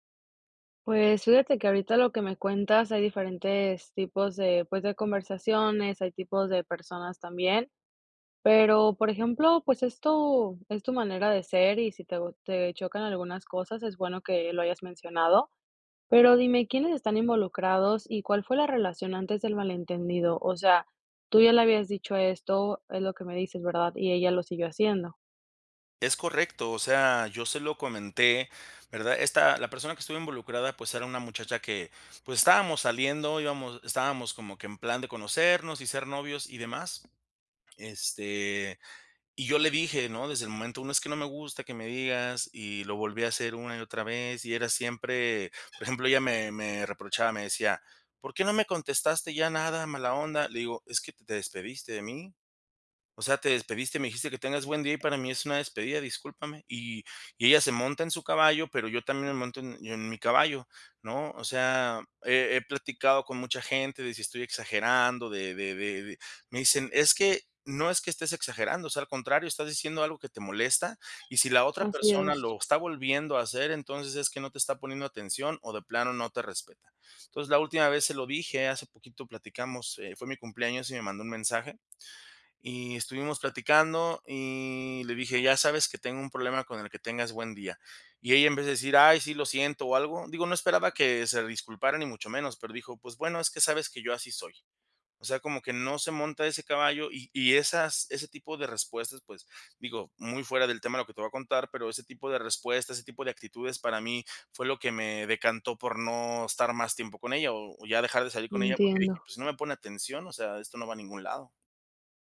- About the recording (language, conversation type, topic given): Spanish, advice, ¿Puedes contarme sobre un malentendido por mensajes de texto que se salió de control?
- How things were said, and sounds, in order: tapping; other background noise